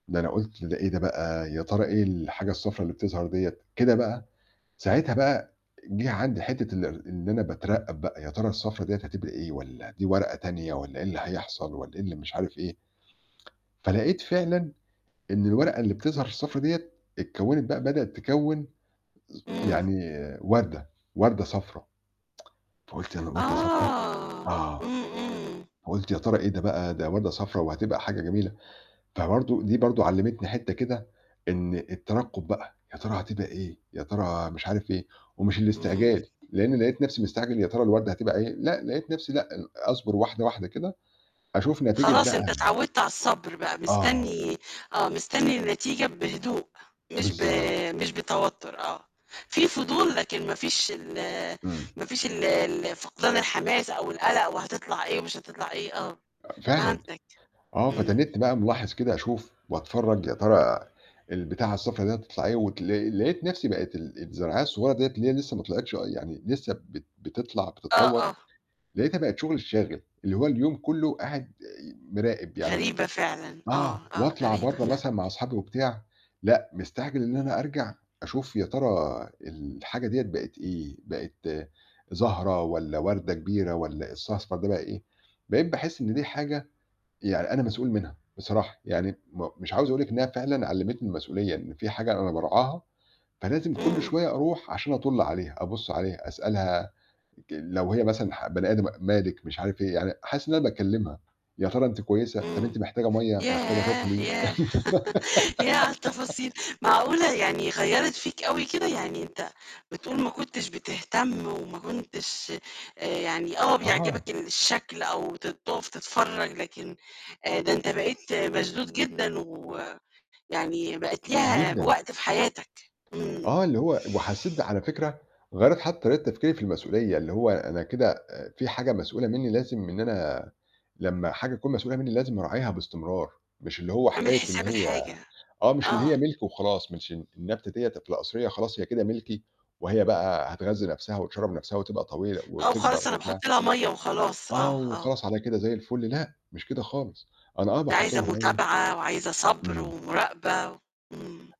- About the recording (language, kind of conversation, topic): Arabic, podcast, إيه اللي اتعلمته من نموّ النباتات اللي حواليك؟
- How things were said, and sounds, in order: other noise; mechanical hum; distorted speech; tsk; unintelligible speech; unintelligible speech; other background noise; unintelligible speech; laugh; giggle